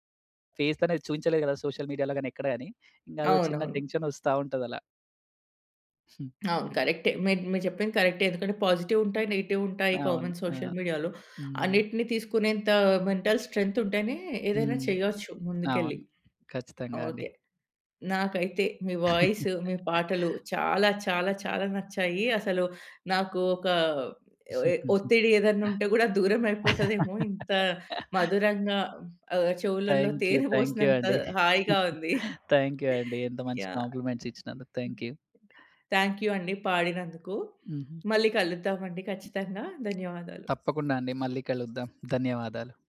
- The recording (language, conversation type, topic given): Telugu, podcast, ఏదైనా పాట మీ జీవితాన్ని మార్చిందా?
- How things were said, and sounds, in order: in English: "సోషల్ మీడియా‌లో"; other background noise; in English: "కామన్ సోషల్ మీడియా‌లో"; in English: "మెంటల్"; chuckle; chuckle; laughing while speaking: "ఒత్తిడి ఏదైనా ఉంటే కూడా దూరం … పోసినంత హాయిగా ఉంది"; laugh; chuckle; in English: "కాంప్లిమెంట్స్"